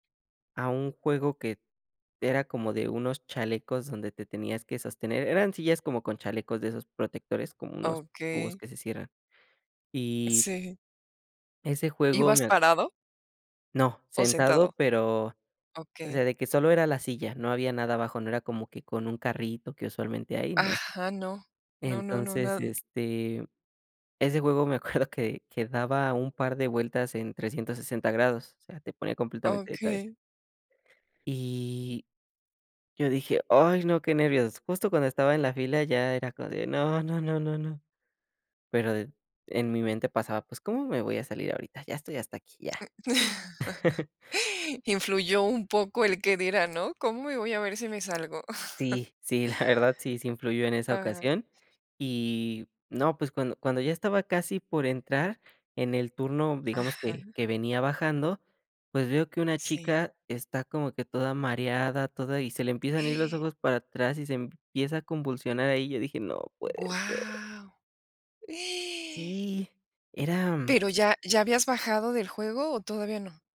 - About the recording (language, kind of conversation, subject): Spanish, podcast, ¿Alguna vez un pequeño riesgo te ha dado una alegría enorme?
- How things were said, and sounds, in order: laughing while speaking: "acuerdo que"; chuckle; giggle; giggle; gasp; gasp